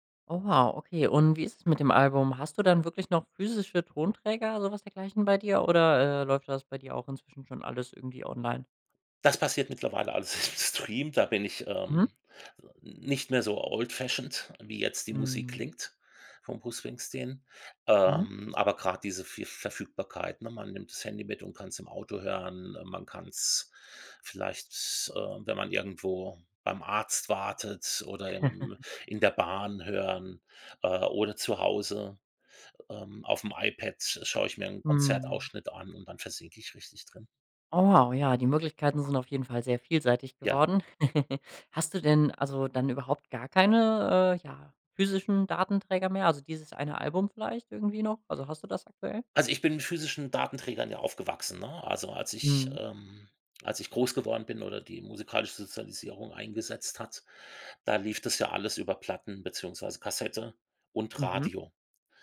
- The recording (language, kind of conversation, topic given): German, podcast, Welches Album würdest du auf eine einsame Insel mitnehmen?
- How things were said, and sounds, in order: laughing while speaking: "alles im"; in English: "old-fashioned"; chuckle; giggle